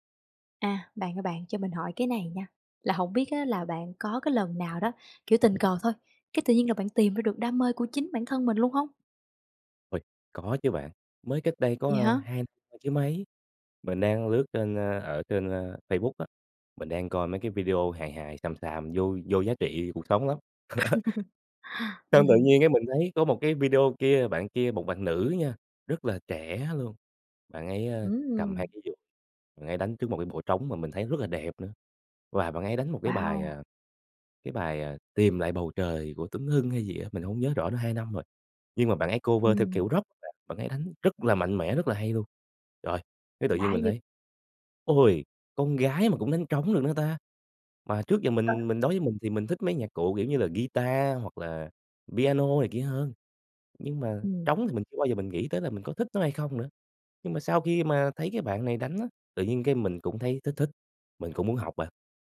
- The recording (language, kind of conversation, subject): Vietnamese, podcast, Bạn có thể kể về lần bạn tình cờ tìm thấy đam mê của mình không?
- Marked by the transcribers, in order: other background noise; chuckle; in English: "cover"; tapping; unintelligible speech